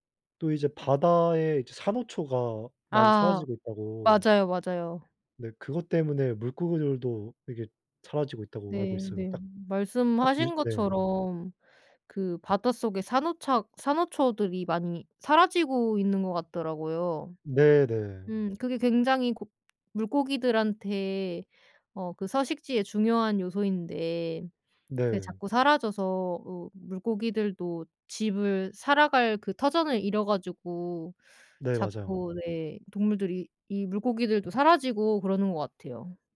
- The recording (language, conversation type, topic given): Korean, unstructured, 기후 변화로 인해 사라지는 동물들에 대해 어떻게 느끼시나요?
- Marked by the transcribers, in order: none